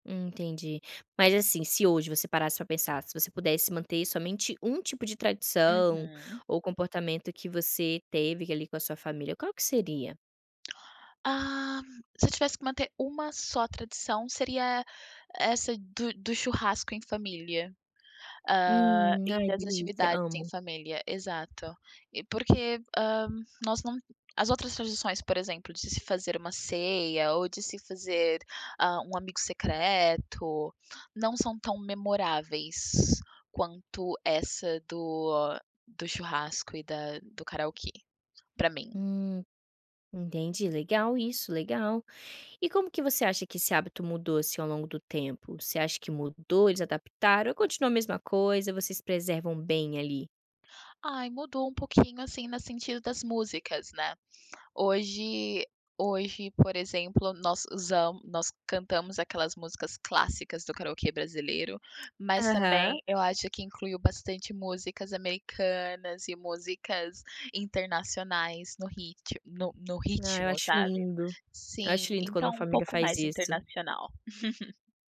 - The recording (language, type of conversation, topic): Portuguese, podcast, De qual hábito de feriado a sua família não abre mão?
- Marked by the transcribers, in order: chuckle